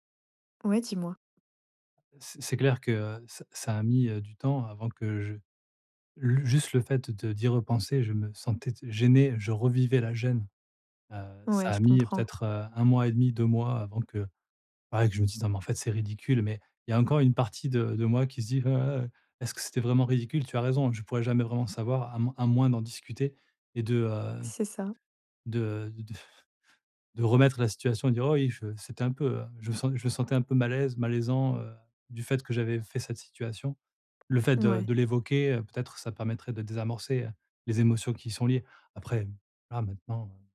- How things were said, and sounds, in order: "sentais" said as "sentaite"; laughing while speaking: "de"; other background noise
- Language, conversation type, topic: French, advice, Se remettre d'une gaffe sociale